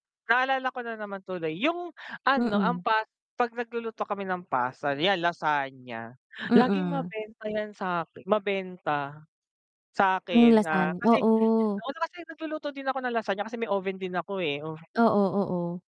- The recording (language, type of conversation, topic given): Filipino, unstructured, Ano ang paborito mong lutuing pambahay?
- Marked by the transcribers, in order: static; distorted speech